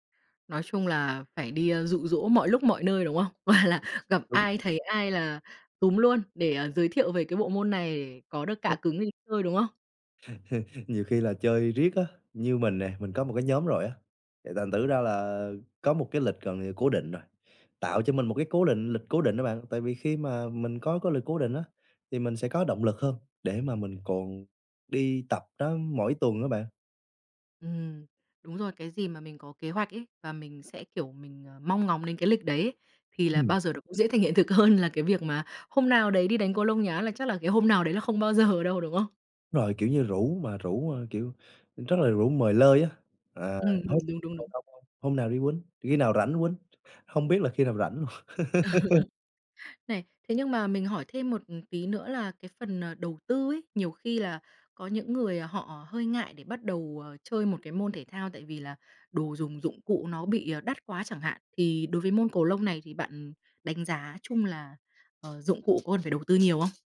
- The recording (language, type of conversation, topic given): Vietnamese, podcast, Bạn làm thế nào để sắp xếp thời gian cho sở thích khi lịch trình bận rộn?
- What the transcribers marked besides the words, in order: laughing while speaking: "Và là"; unintelligible speech; other background noise; tapping; chuckle; laughing while speaking: "hơn"; laughing while speaking: "Ờ"; laugh